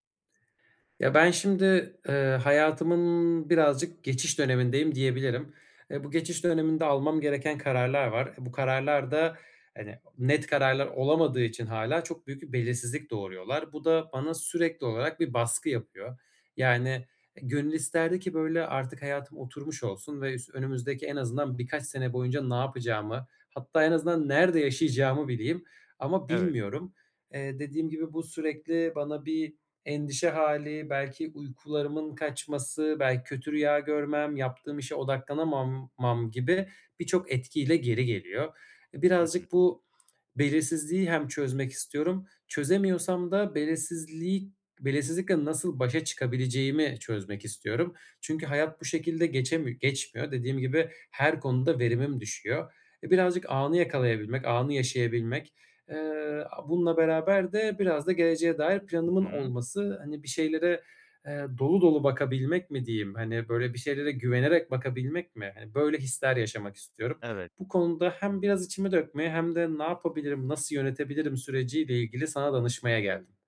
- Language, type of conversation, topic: Turkish, advice, Gelecek belirsizliği yüzünden sürekli kaygı hissettiğimde ne yapabilirim?
- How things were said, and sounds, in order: other background noise; tapping